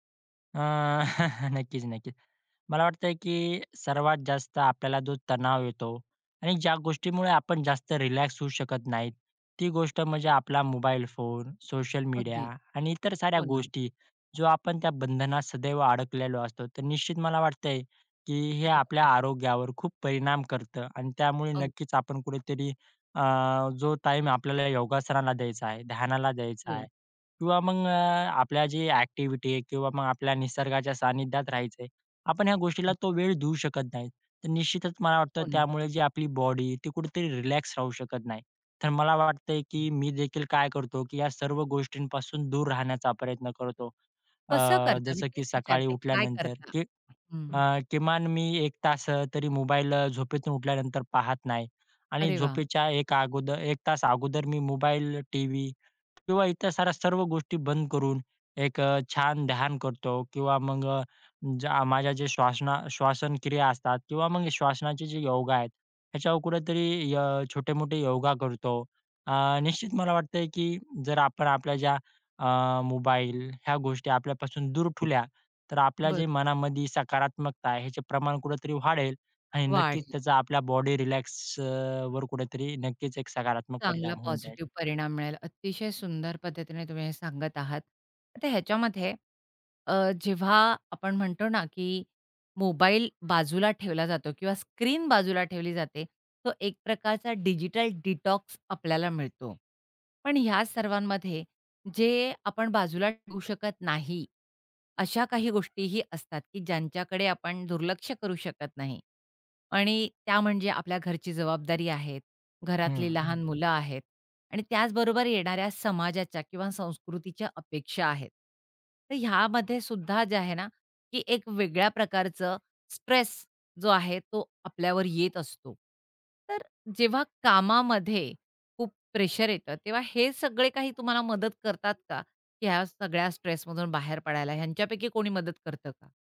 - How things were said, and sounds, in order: chuckle; tapping; other noise; other background noise; "ठेवल्या" said as "ठुल्या"; in English: "डिजिटल डिटॉक्स"
- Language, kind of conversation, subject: Marathi, podcast, कामानंतर आराम मिळवण्यासाठी तुम्ही काय करता?